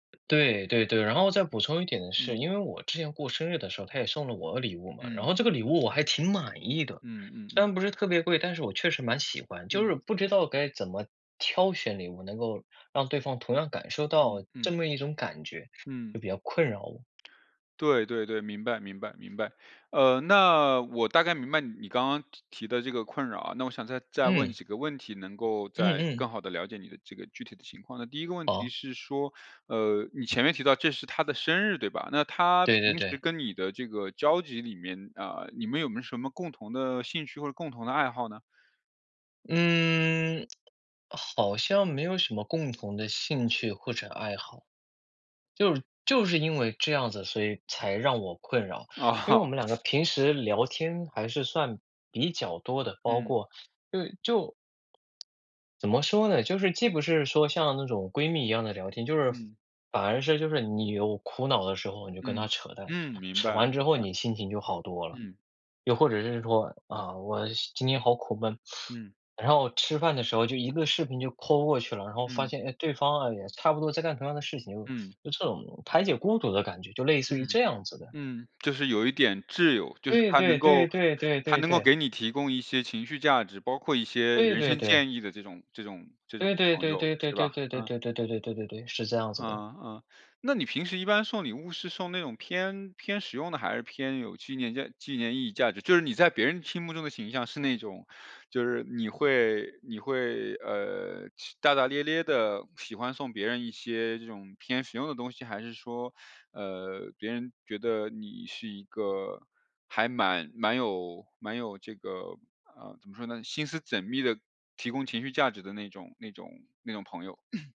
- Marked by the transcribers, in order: laughing while speaking: "哦"; other background noise; sniff; in English: "Call"; cough
- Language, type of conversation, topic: Chinese, advice, 我该如何为别人挑选一份合适的礼物？